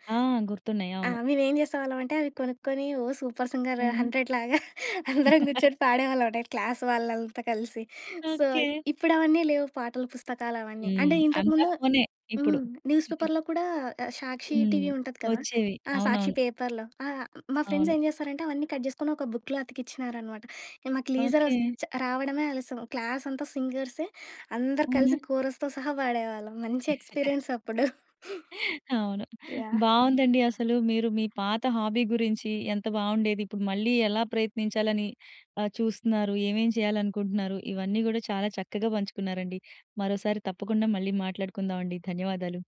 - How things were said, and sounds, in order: in English: "సూపర్ సింగర్ హండ్రెడ్"; laugh; chuckle; in English: "క్లాస్"; in English: "సో"; in English: "న్యూస్ పేపర్‌లో"; chuckle; in English: "పేపర్‌లో"; in English: "ఫ్రెండ్స్"; in English: "కట్"; in English: "లీజర్"; in English: "క్లాస్"; in English: "కోరస్‌తో"; chuckle; in English: "ఎక్స్పీరియన్స్"; chuckle; in English: "హాబీ"
- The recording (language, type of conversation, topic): Telugu, podcast, మీరు ఇప్పుడు మళ్లీ మొదలుపెట్టాలని అనుకుంటున్న పాత అభిరుచి ఏది?